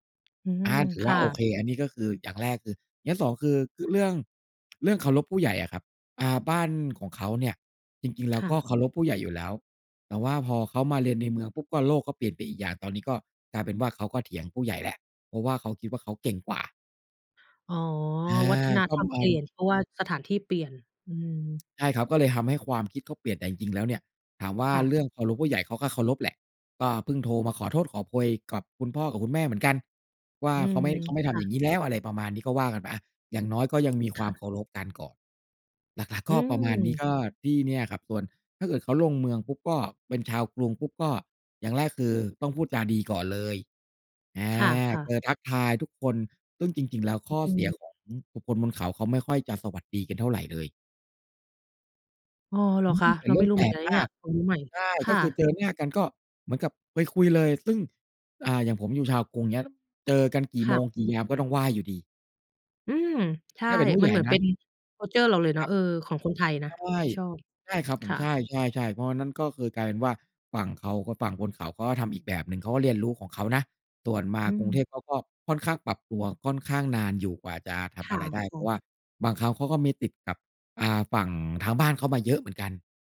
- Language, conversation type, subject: Thai, unstructured, เด็กๆ ควรเรียนรู้อะไรเกี่ยวกับวัฒนธรรมของตนเอง?
- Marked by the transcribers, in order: tapping; other background noise; in English: "คัลเชอร์"